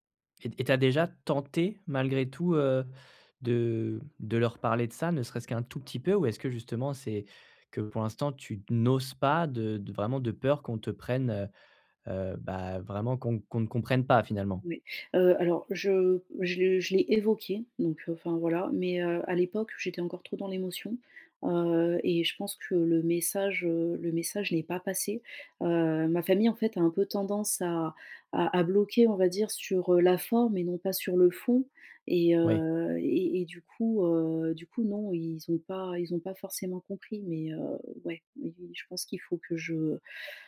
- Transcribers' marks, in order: stressed: "tenté"; stressed: "n'oses"
- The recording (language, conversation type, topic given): French, advice, Comment communiquer mes besoins émotionnels à ma famille ?